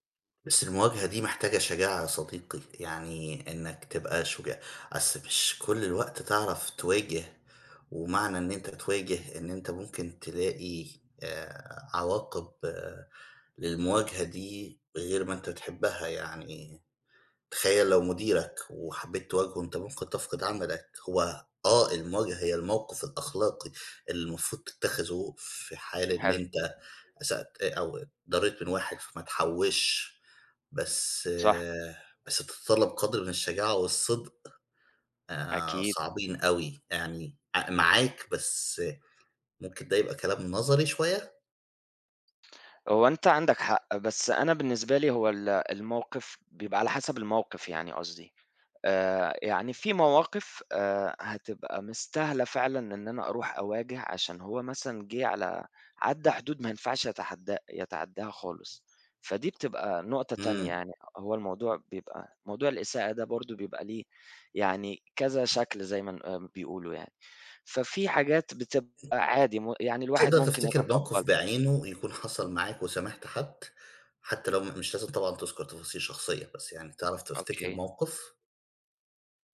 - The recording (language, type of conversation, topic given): Arabic, unstructured, هل تقدر تسامح حد آذاك جامد؟
- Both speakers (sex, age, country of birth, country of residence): male, 25-29, United Arab Emirates, Egypt; male, 40-44, Egypt, United States
- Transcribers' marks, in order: tapping; other background noise